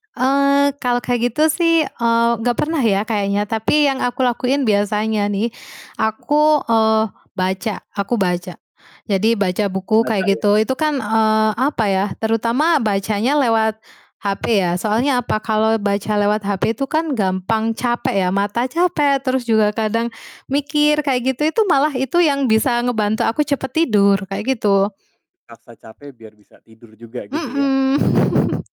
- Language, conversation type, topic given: Indonesian, podcast, Apa ritual malam yang membuat tidurmu lebih nyenyak?
- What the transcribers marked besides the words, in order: tapping; chuckle